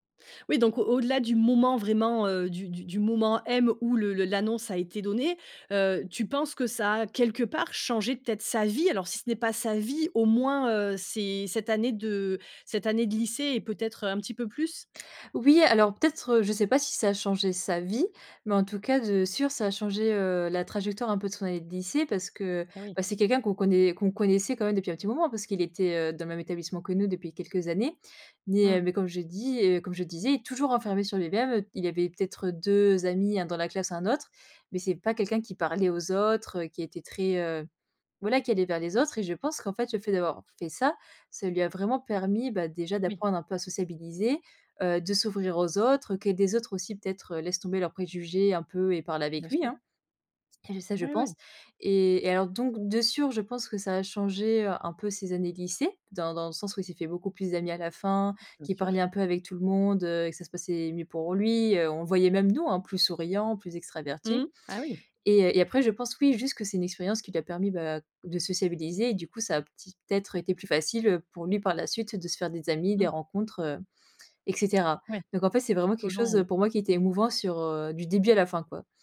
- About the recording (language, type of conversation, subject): French, podcast, As-tu déjà vécu un moment de solidarité qui t’a profondément ému ?
- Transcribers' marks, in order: "Nais" said as "Mais"; other background noise; unintelligible speech